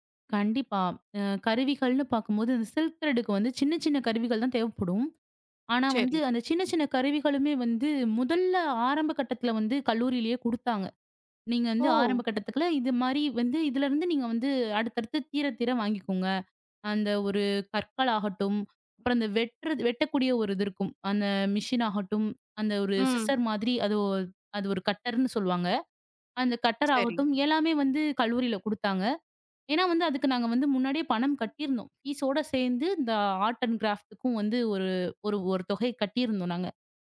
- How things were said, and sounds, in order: in English: "சில்க் திரேட்க்கு"; in English: "ஆர்ட் அண்ட் க்ராஃப்ட்க்கும்"
- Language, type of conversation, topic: Tamil, podcast, நீ கைவினைப் பொருட்களைச் செய்ய விரும்புவதற்கு உனக்கு என்ன காரணம்?